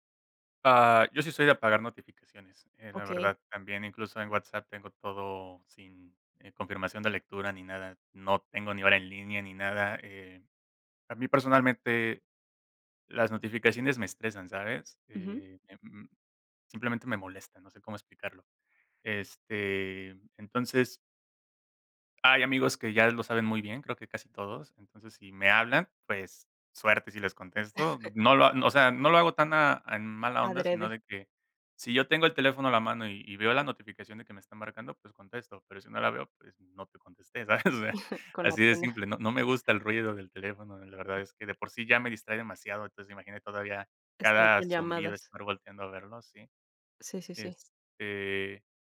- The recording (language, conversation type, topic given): Spanish, podcast, ¿Prefieres hablar cara a cara, por mensaje o por llamada?
- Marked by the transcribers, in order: chuckle; chuckle; laughing while speaking: "¿sabes?"; other background noise; tapping